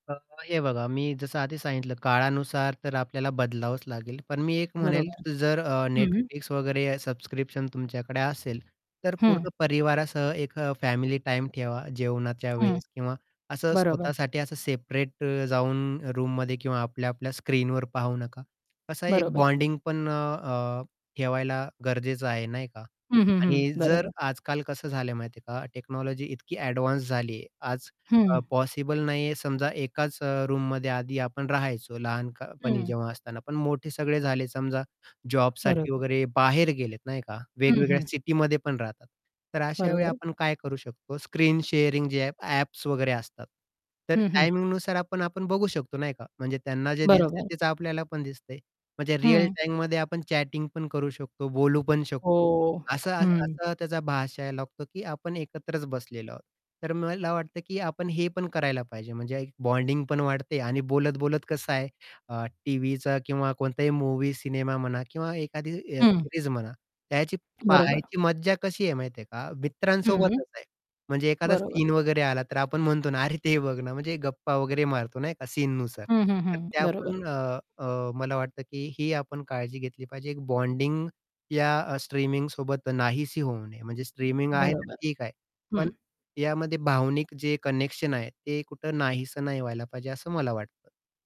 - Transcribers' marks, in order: distorted speech; static; tapping; in English: "रूममध्ये"; in English: "टेक्नॉलॉजी"; other background noise; in English: "रूममध्ये"; in English: "चॅटिंग"; unintelligible speech; in English: "सीरीज"
- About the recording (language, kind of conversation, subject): Marathi, podcast, स्ट्रीमिंग सेवांमुळे टीव्ही पाहण्याची पद्धत कशी बदलली आहे असे तुम्हाला वाटते का?